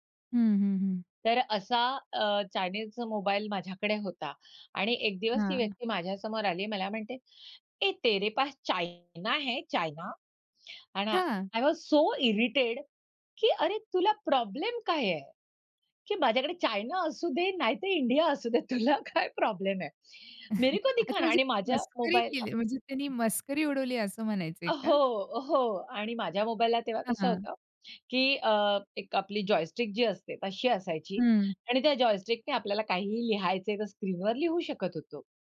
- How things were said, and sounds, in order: in Hindi: "ए, तेरे पास चायना है चायना?"; in English: "आय वॉज सो इरिटेड"; laughing while speaking: "तुला काय प्रॉब्लेम आहे?"; in Hindi: "मेरे को दिखाना"; chuckle; other noise; in English: "जॉयस्टिक"; in English: "जॉयस्टिकने"
- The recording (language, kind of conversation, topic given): Marathi, podcast, प्रवासात भेटलेले मित्र दीर्घकाळ टिकणारे जिवलग मित्र कसे बनले?